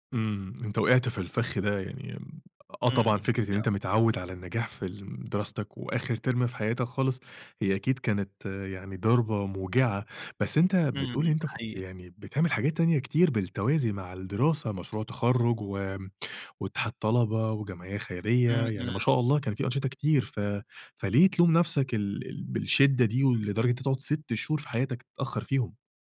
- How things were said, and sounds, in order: tsk; in English: "ترم"
- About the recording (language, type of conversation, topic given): Arabic, podcast, إزاي بتتعامل مع الفشل لما يغيّرلك مفهوم النجاح؟